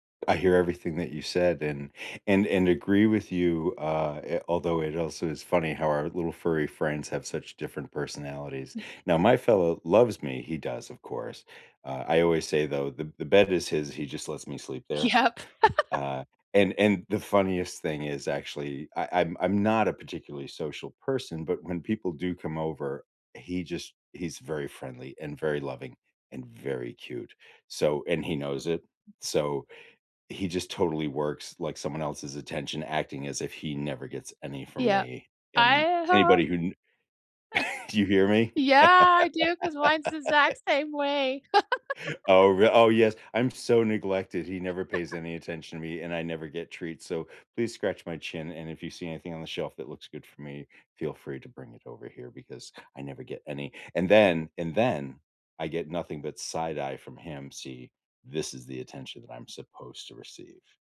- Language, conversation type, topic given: English, unstructured, Which workplace perks genuinely support you, and what trade-offs would you be willing to accept?
- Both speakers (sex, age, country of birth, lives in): female, 50-54, United States, United States; male, 55-59, United States, United States
- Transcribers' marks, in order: exhale; laughing while speaking: "Yep"; laugh; chuckle; laugh; laugh